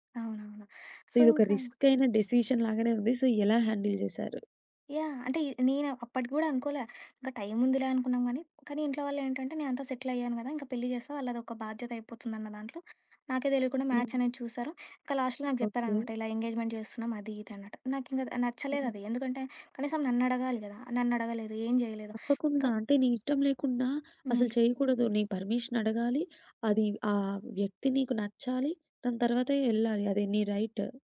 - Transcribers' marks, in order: in English: "సో"; other background noise; in English: "డెసిషన్"; in English: "సో"; in English: "హ్యాండిల్"; in English: "మ్యాచ్"; in English: "లాస్ట్‌లో"; in English: "ఎంగేజ్‌మెంట్"; in English: "పర్మిషన్"; in English: "రైట్"
- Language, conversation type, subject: Telugu, podcast, సామాజిక ఒత్తిడి మరియు మీ అంతరాత్మ చెప్పే మాటల మధ్య మీరు ఎలా సమతుల్యం సాధిస్తారు?